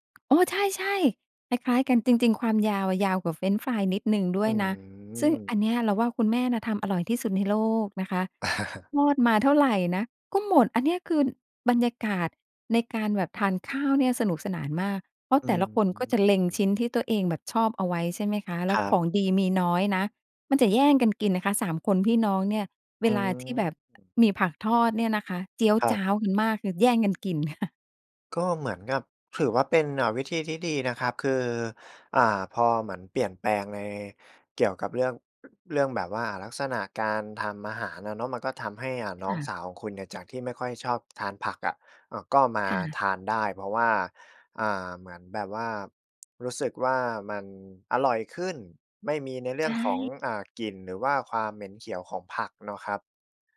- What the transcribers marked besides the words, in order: chuckle
- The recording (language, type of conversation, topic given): Thai, podcast, คุณมีความทรงจำเกี่ยวกับมื้ออาหารของครอบครัวที่ประทับใจบ้างไหม?